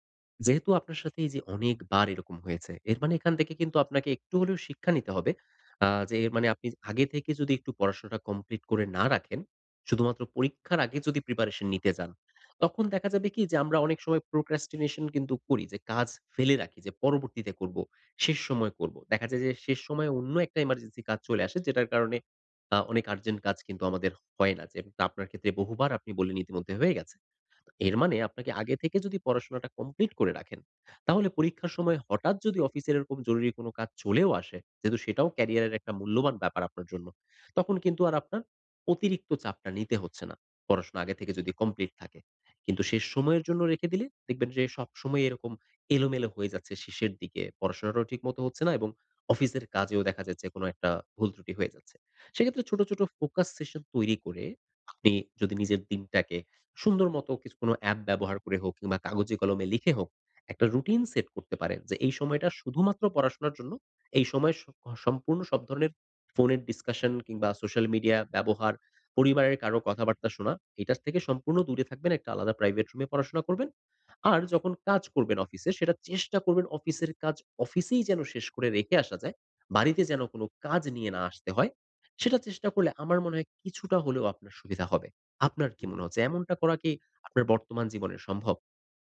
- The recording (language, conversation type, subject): Bengali, advice, একাধিক কাজ একসঙ্গে করতে গিয়ে কেন মনোযোগ হারিয়ে ফেলেন?
- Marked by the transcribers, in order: in English: "প্রিপারেশন"; in English: "প্রোকাস্টিনেশন"; in English: "আর্জেন্ট"; horn; in English: "ফোকাস সেশন"; other background noise; in English: "ডিসকাশন"